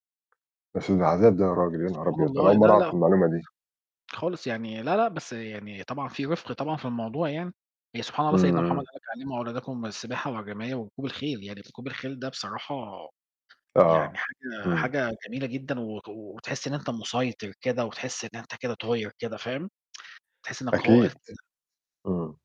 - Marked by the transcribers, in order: tapping; distorted speech; tsk
- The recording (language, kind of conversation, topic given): Arabic, unstructured, إزاي تقنع حد يجرّب هواية جديدة؟